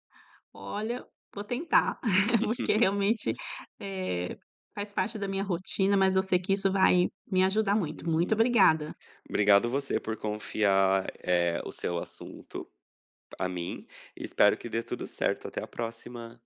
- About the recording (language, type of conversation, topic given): Portuguese, advice, Como usar o celular na cama pode atrapalhar o sono e dificultar o adormecer?
- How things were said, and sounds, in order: laugh